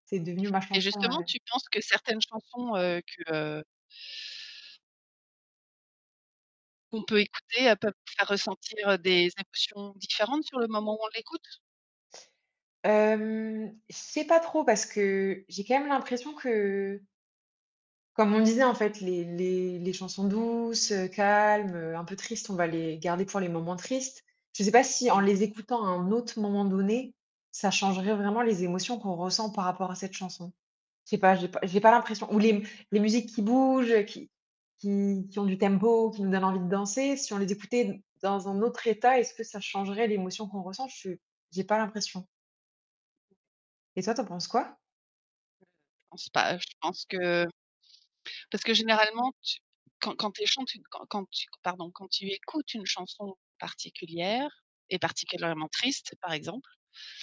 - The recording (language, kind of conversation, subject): French, unstructured, Comment une chanson peut-elle changer ton humeur ?
- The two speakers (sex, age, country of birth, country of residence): female, 30-34, France, France; female, 50-54, France, France
- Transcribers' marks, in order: other background noise; distorted speech; drawn out: "que"; drawn out: "Hem"; stressed: "douces"; stressed: "calmes"